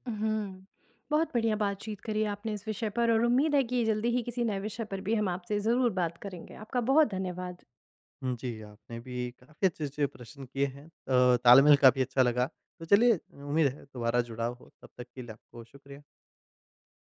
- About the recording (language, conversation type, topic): Hindi, podcast, सोलो यात्रा ने आपको वास्तव में क्या सिखाया?
- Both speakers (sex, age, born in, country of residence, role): female, 35-39, India, India, host; male, 25-29, India, India, guest
- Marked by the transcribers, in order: laughing while speaking: "तालमेल काफ़ी"